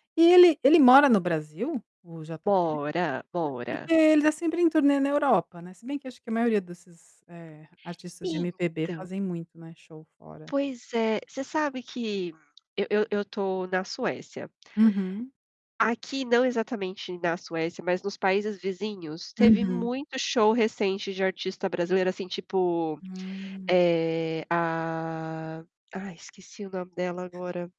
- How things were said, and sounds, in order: static; drawn out: "ah"; other background noise
- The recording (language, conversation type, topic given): Portuguese, unstructured, Qual artista brasileiro você acha que todo mundo deveria conhecer?